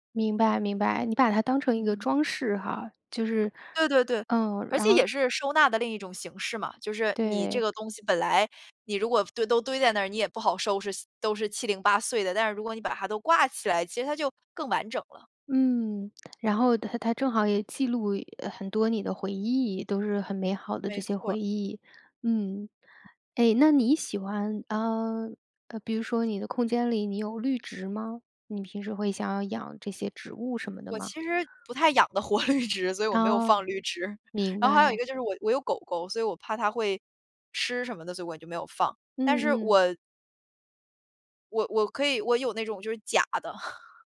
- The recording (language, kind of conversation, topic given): Chinese, podcast, 有哪些简单的方法能让租来的房子更有家的感觉？
- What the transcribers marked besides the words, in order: other background noise; laughing while speaking: "活绿植"; chuckle